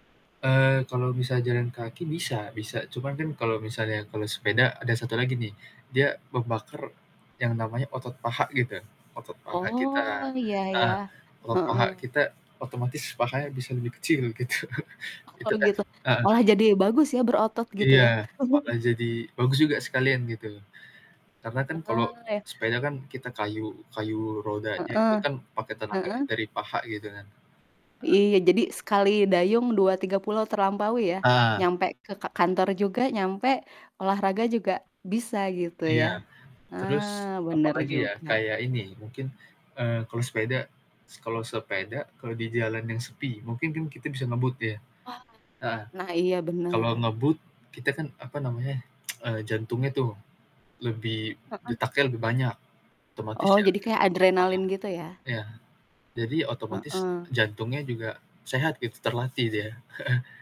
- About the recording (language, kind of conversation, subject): Indonesian, unstructured, Apa yang membuat Anda lebih memilih bersepeda daripada berjalan kaki?
- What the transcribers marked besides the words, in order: static; other background noise; laughing while speaking: "gitu"; distorted speech; chuckle; tapping; tsk; chuckle